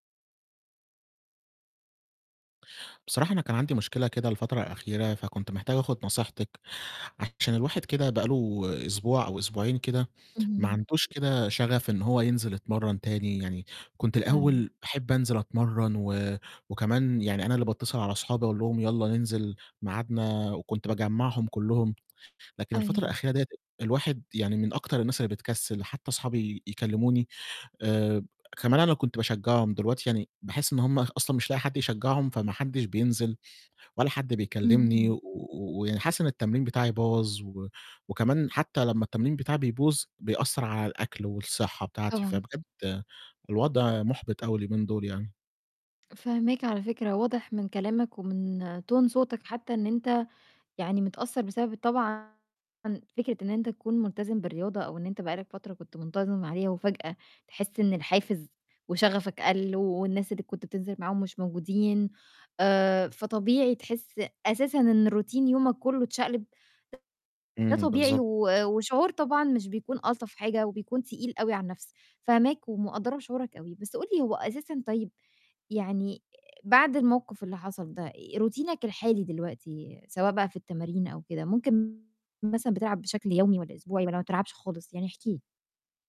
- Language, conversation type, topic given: Arabic, advice, إزاي أقدر أتحفّز وألتزم بالتمرين بانتظام؟
- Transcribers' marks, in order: tapping; distorted speech; in English: "tone"; in English: "روتين"; other noise; in English: "روتينك"